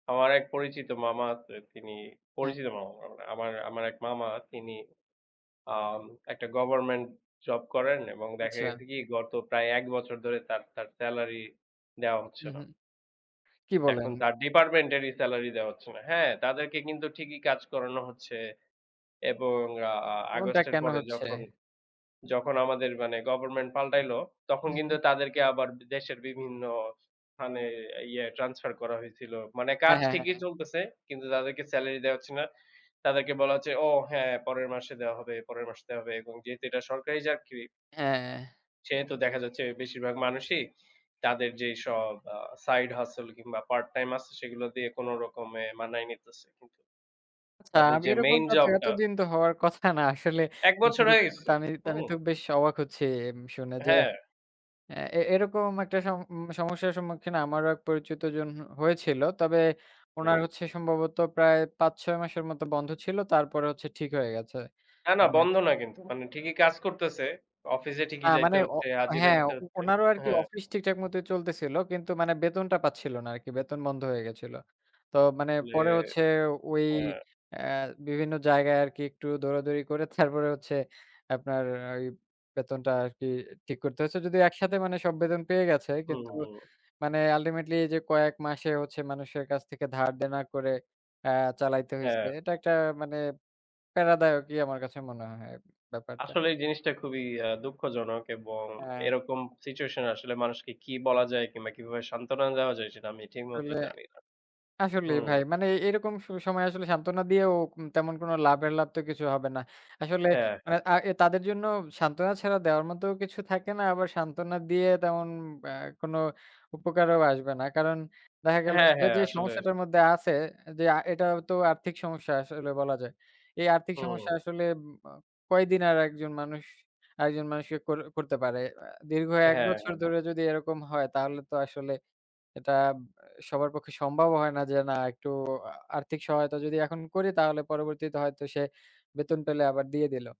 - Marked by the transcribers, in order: in English: "সাইড হাসেল"; unintelligible speech; in English: "আলটিমেটলি"
- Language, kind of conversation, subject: Bengali, unstructured, আপনার কাজের পরিবেশ কেমন লাগে, চাকরিতে সবচেয়ে বড় চ্যালেঞ্জ কী, আর কাজের চাপ কীভাবে মোকাবেলা করেন?